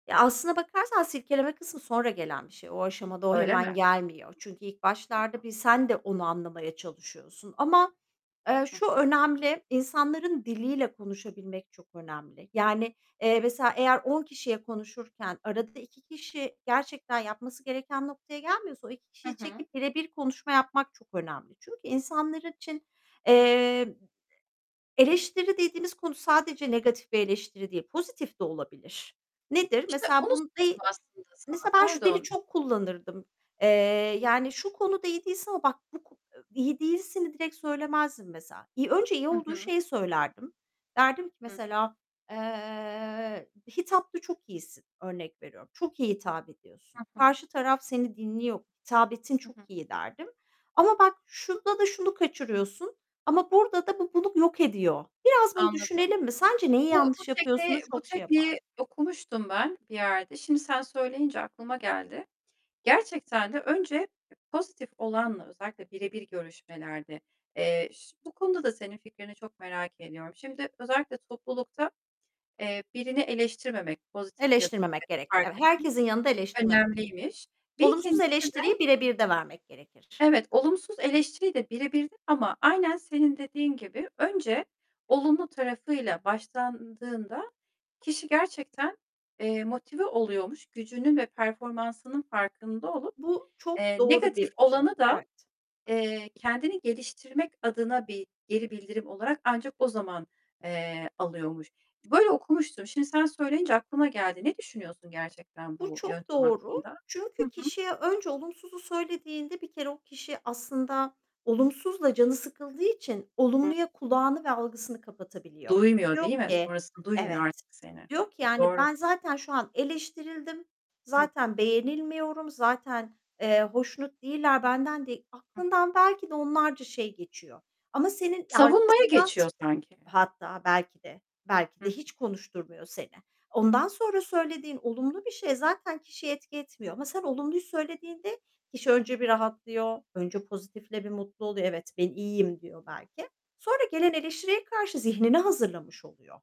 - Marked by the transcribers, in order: static; other background noise; unintelligible speech; distorted speech; drawn out: "eee"; unintelligible speech
- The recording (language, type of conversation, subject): Turkish, podcast, Eleştiriyle nasıl başa çıkarsın ve hangi durumlarda yaklaşımını değiştirirsin?